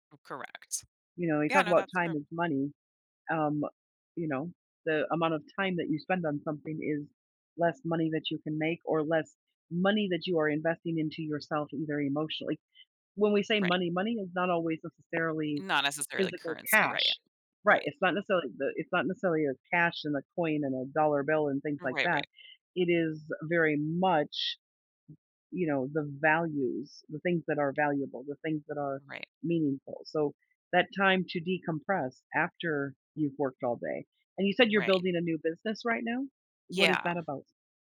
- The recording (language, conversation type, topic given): English, advice, How can I set boundaries?
- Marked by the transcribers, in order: tapping; "emotionally" said as "emotiolly"